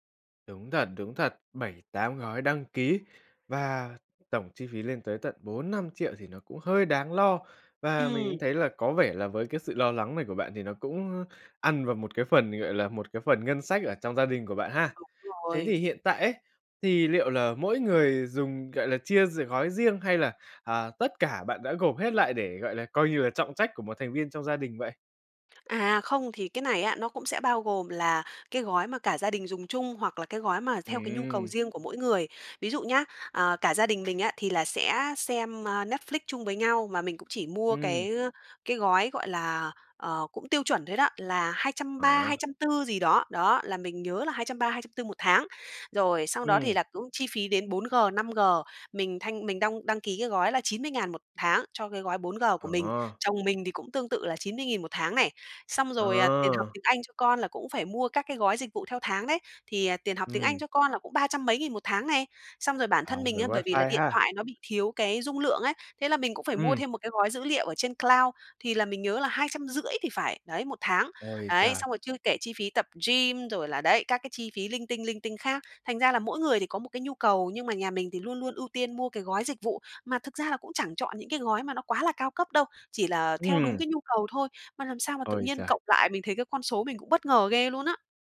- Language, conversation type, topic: Vietnamese, advice, Làm thế nào để quản lý các dịch vụ đăng ký nhỏ đang cộng dồn thành chi phí đáng kể?
- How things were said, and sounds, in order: tapping; other background noise; in English: "cloud"